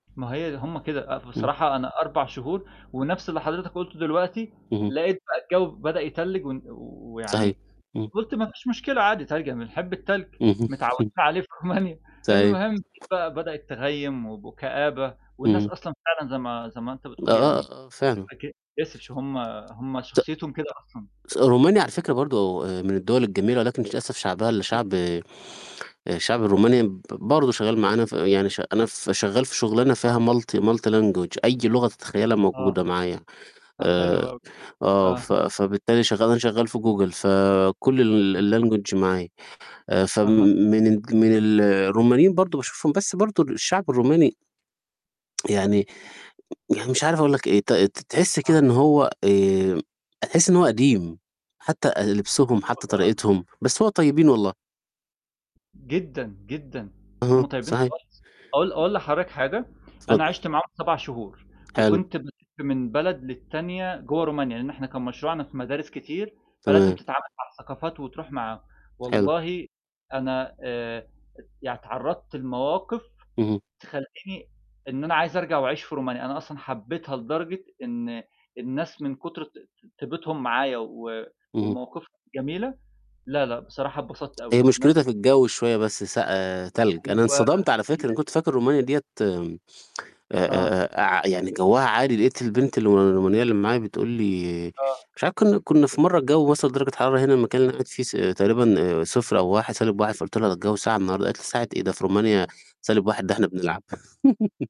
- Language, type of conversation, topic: Arabic, unstructured, إيه أحلى ذكرى عندك من رحلة سافرت فيها قبل كده؟
- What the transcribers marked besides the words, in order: mechanical hum; static; chuckle; other background noise; laughing while speaking: "في رومانيا"; tapping; unintelligible speech; unintelligible speech; in English: "multi multi language"; laughing while speaking: "حلو أوي"; other noise; in English: "الlanguage"; tsk; unintelligible speech; distorted speech; laugh